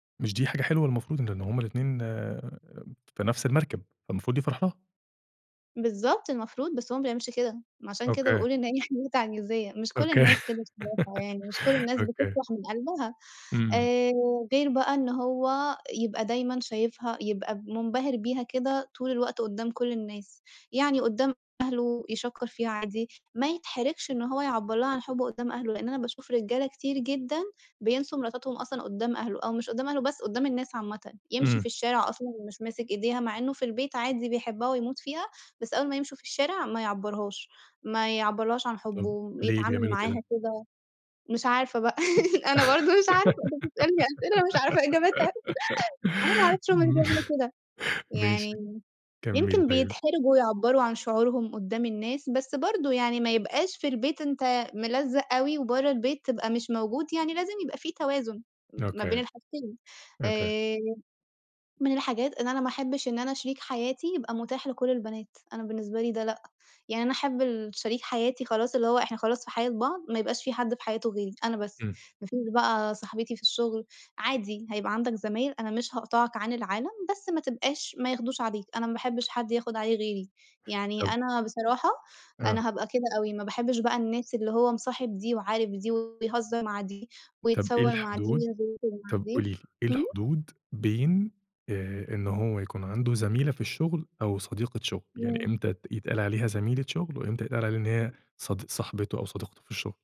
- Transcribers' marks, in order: laugh; unintelligible speech; giggle; laugh; laugh
- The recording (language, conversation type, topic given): Arabic, podcast, ايه الحاجات اللي بتاخدها في اعتبارك قبل ما تتجوز؟